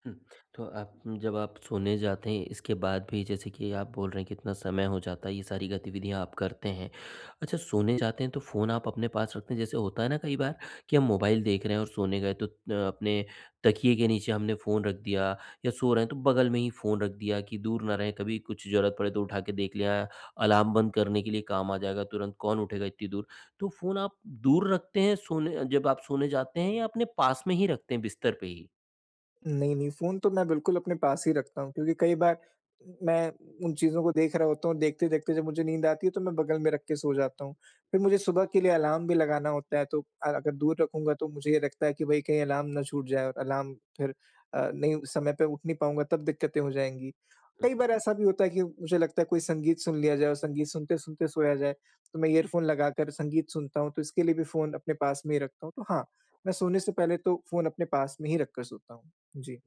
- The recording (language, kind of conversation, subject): Hindi, advice, सोने से पहले स्क्रीन इस्तेमाल करने की आदत
- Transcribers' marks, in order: in English: "इयरफ़ोन"